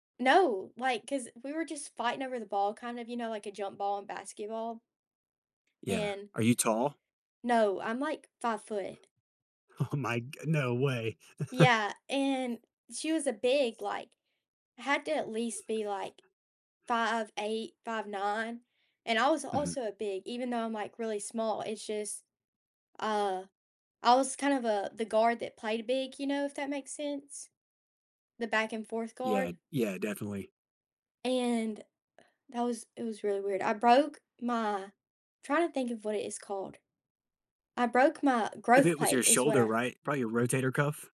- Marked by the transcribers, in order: other background noise; laughing while speaking: "Oh my g"; chuckle; chuckle
- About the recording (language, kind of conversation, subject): English, unstructured, What is the emotional toll of not being able to play sports?
- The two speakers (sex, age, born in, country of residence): female, 20-24, United States, United States; male, 30-34, United States, United States